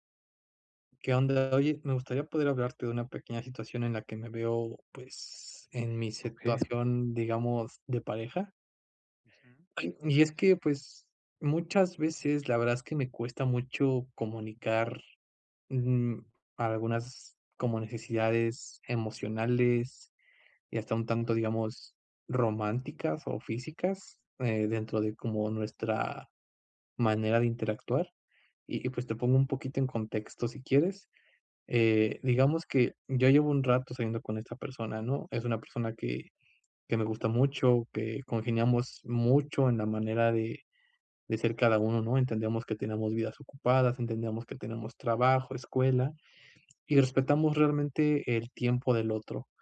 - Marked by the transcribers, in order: tapping
- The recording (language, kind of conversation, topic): Spanish, advice, ¿Cómo puedo comunicar lo que necesito sin sentir vergüenza?